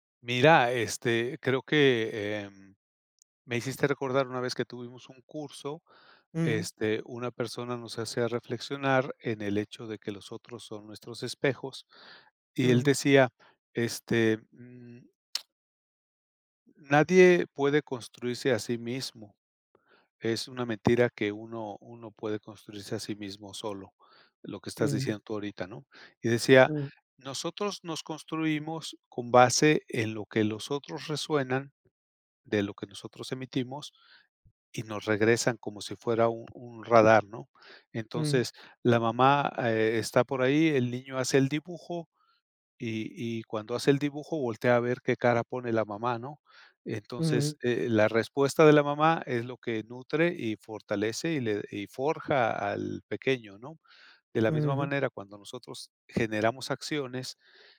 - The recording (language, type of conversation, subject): Spanish, podcast, ¿Cómo empezarías a conocerte mejor?
- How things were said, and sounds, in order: tapping